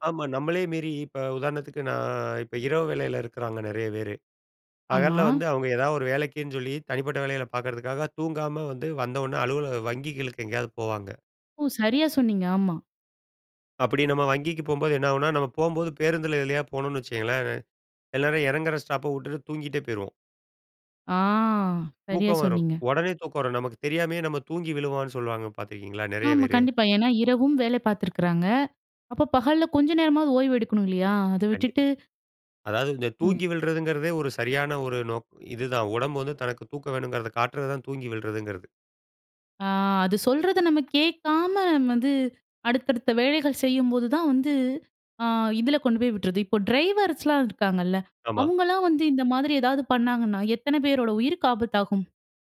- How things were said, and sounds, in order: none
- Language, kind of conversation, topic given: Tamil, podcast, உடல் உங்களுக்கு ஓய்வு சொல்லும்போது நீங்கள் அதை எப்படி கேட்கிறீர்கள்?